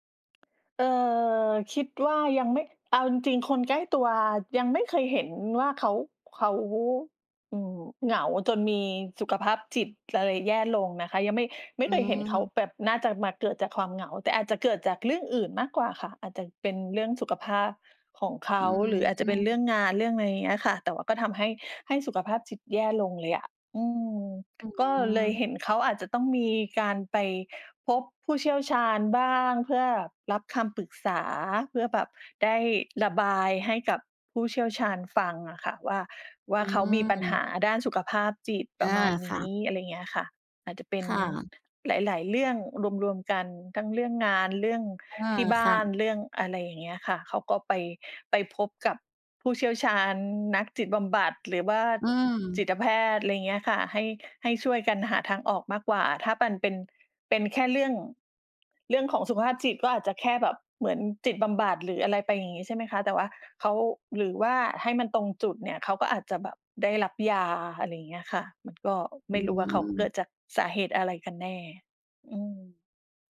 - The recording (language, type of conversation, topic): Thai, unstructured, คุณคิดว่าความเหงาส่งผลต่อสุขภาพจิตอย่างไร?
- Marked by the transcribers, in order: other background noise; tapping